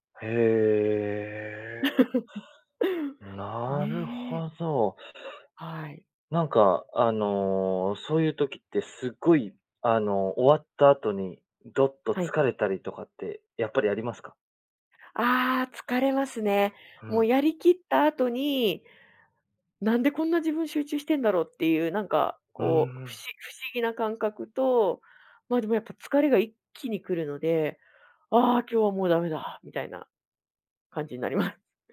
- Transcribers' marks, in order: drawn out: "へえ"; laugh; laughing while speaking: "ます"
- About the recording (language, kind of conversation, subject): Japanese, podcast, 趣味に没頭して「ゾーン」に入ったと感じる瞬間は、どんな感覚ですか？